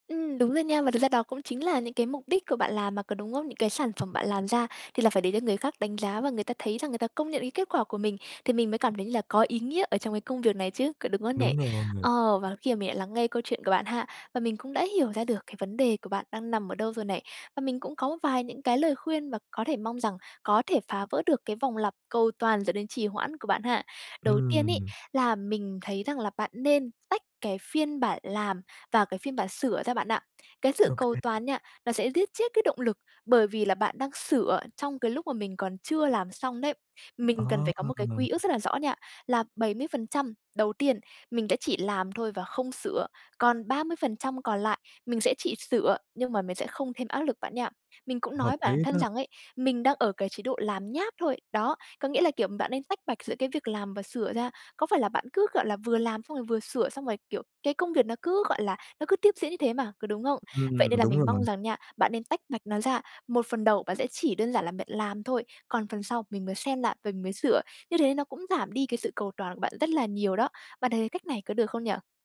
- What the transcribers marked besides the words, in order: other background noise; tapping
- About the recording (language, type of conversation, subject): Vietnamese, advice, Làm thế nào để vượt qua cầu toàn gây trì hoãn và bắt đầu công việc?